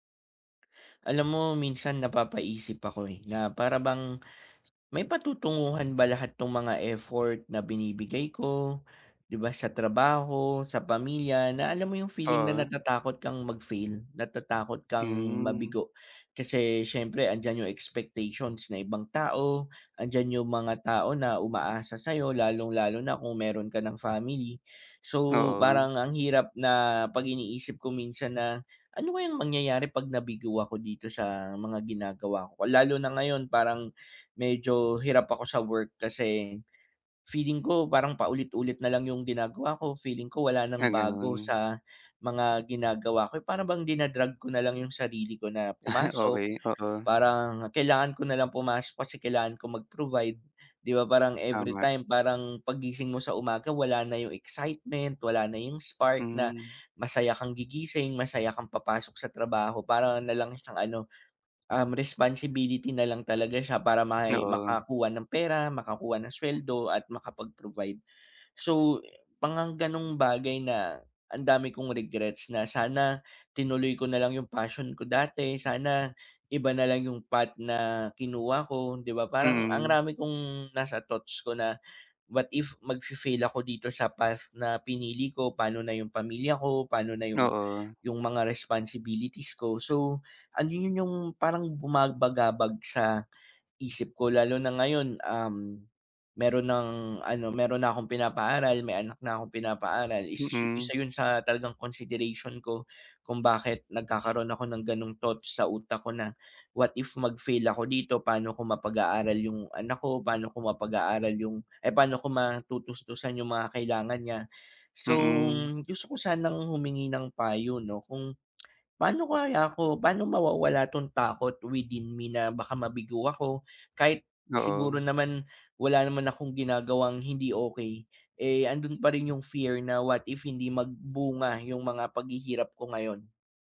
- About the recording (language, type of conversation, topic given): Filipino, advice, Paano ko malalampasan ang takot na mabigo nang hindi ko nawawala ang tiwala at pagpapahalaga sa sarili?
- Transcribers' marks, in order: chuckle